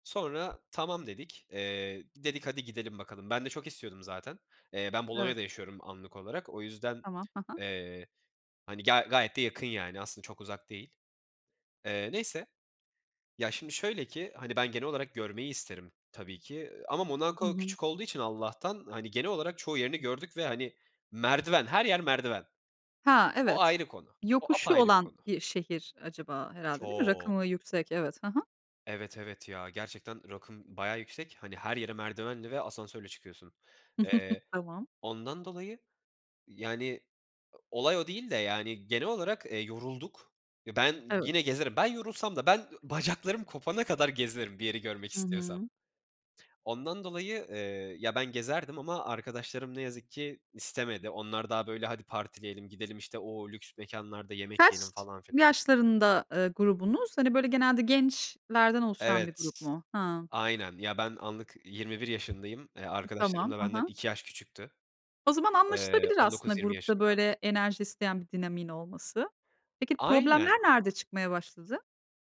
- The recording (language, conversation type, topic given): Turkish, podcast, Seyahatte yaptığın en büyük hata neydi ve bundan hangi dersi çıkardın?
- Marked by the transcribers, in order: drawn out: "Çok"; chuckle; stressed: "bacaklarım kopana kadar"; tapping